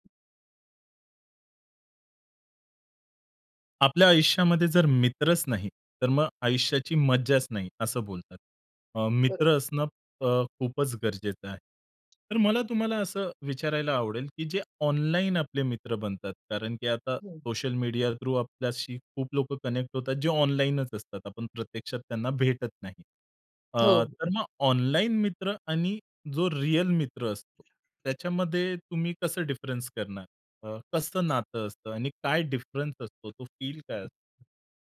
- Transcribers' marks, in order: other background noise; tapping; in English: "थ्रू"; in English: "कनेक्ट"
- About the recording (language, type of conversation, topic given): Marathi, podcast, ऑनलाइन मित्र आणि प्रत्यक्ष भेटलेल्या मित्रांमधील नातं कसं वेगळं असतं?